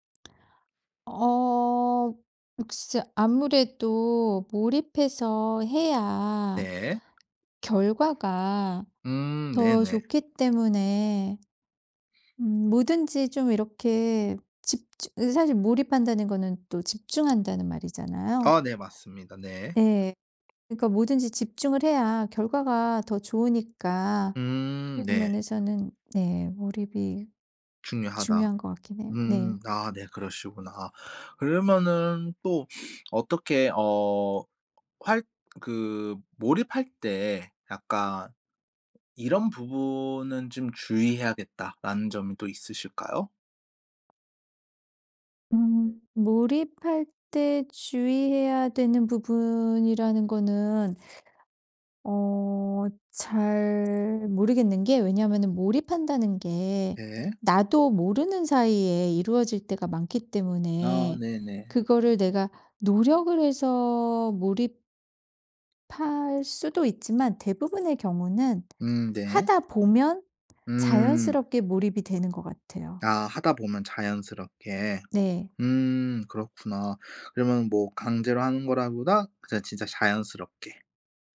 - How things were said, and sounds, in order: tapping; sniff; other background noise
- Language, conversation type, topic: Korean, podcast, 어떤 활동을 할 때 완전히 몰입하시나요?
- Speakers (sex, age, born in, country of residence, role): female, 50-54, South Korea, United States, guest; male, 25-29, South Korea, Japan, host